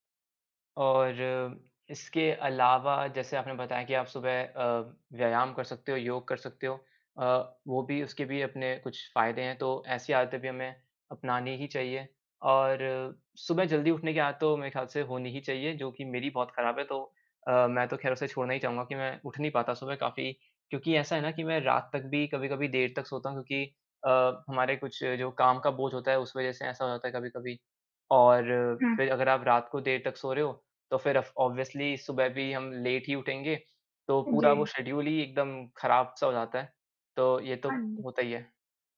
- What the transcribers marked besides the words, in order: other background noise; in English: "ऑब्वियसली"; in English: "लेट"; in English: "शेड्यूल"
- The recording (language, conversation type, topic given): Hindi, unstructured, आप अपने दिन की शुरुआत कैसे करते हैं?